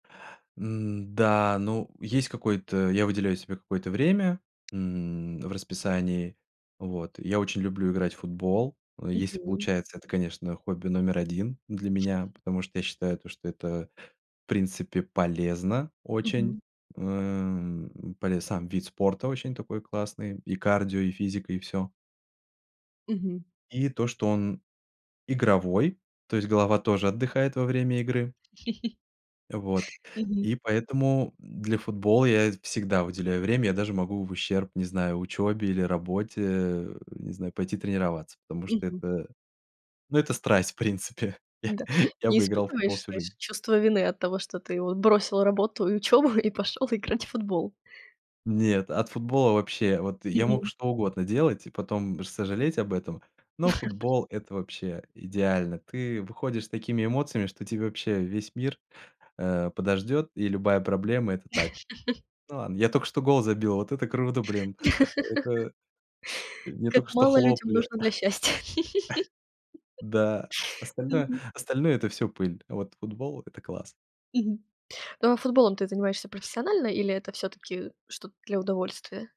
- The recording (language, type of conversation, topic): Russian, podcast, Как понять, что хобби приносит пользу, а не только отвлекает?
- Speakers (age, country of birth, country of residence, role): 20-24, Ukraine, Germany, host; 30-34, Russia, Spain, guest
- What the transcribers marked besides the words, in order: tapping; other background noise; chuckle; chuckle; laughing while speaking: "учёбу и пошёл играть"; chuckle; chuckle; laugh; chuckle; laugh